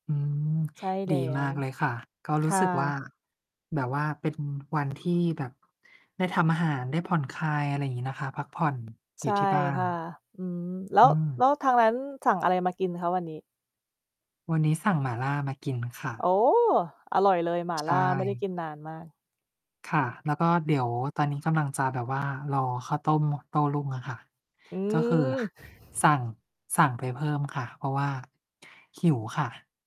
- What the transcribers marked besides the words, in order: mechanical hum; distorted speech; surprised: "โอ้ !"; chuckle
- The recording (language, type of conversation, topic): Thai, unstructured, คุณยังจำความรู้สึกครั้งแรกที่ได้เจอเพื่อนใหม่ได้ไหม?